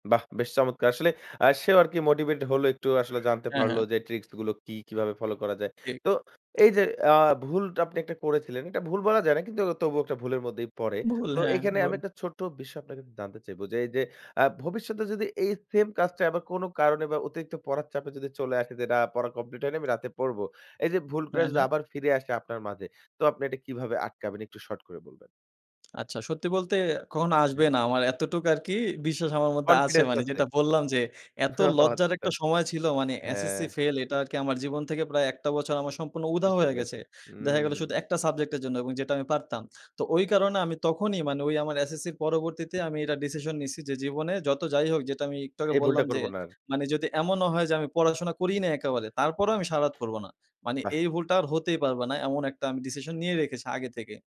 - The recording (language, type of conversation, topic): Bengali, podcast, তুমি কীভাবে পুরনো শেখা ভুল অভ্যাসগুলো ছেড়ে নতুনভাবে শিখছো?
- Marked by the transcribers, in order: in English: "মোটিভেট"; other background noise; tapping; "মানে" said as "মানি"; chuckle; laughing while speaking: "ও আচ্ছা"; "মানে" said as "মানি"; "মানে" said as "মানি"; "মানে" said as "মানি"; "মানে" said as "মানি"